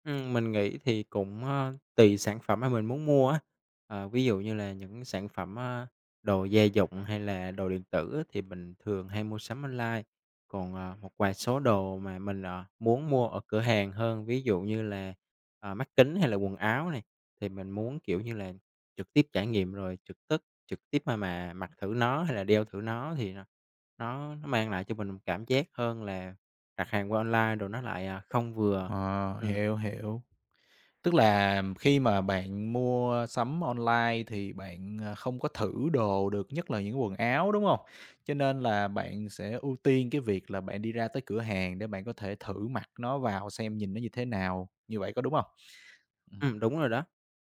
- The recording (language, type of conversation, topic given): Vietnamese, podcast, Trải nghiệm mua sắm trực tuyến đáng nhớ nhất của bạn là gì?
- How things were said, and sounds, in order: tapping; other background noise